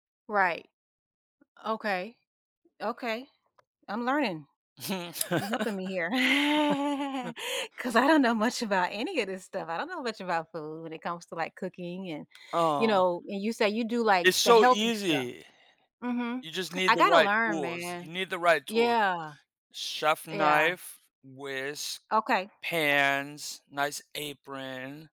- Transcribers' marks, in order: other background noise; laugh; tapping
- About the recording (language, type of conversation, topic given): English, unstructured, How does learning to cook a new cuisine connect to your memories and experiences with food?
- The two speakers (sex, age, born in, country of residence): female, 45-49, United States, United States; male, 40-44, United States, United States